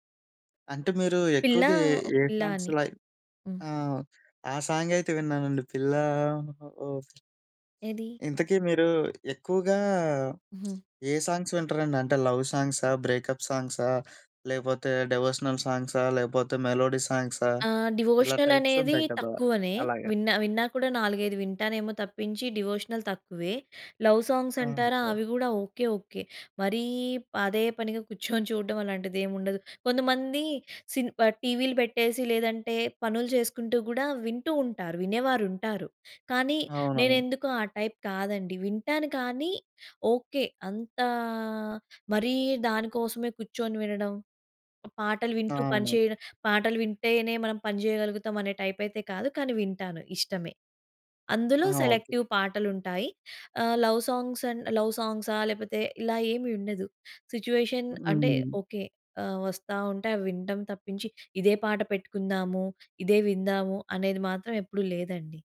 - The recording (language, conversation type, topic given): Telugu, podcast, మీ జీవితాన్ని ప్రతినిధ్యం చేసే నాలుగు పాటలను ఎంచుకోవాలంటే, మీరు ఏ పాటలను ఎంచుకుంటారు?
- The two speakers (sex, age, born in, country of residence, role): female, 20-24, India, India, guest; male, 25-29, India, India, host
- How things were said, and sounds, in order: in English: "సాంగ్స్ లైక్"; in English: "సాంగ్"; other background noise; other noise; in English: "సాంగ్స్"; in English: "లవ్"; in English: "బ్రేకప్"; in English: "డివోషనల్"; in English: "మెలోడీ"; in English: "డివోషనల్"; in English: "టైప్స్"; in English: "డివోషనల్"; in English: "లవ్ సాంగ్స్"; in English: "టైప్"; tapping; in English: "సెలెక్టివ్"; in English: "లవ్ సాంగ్స్ అండ్ లవ్"; in English: "సిట్యుయేషన్"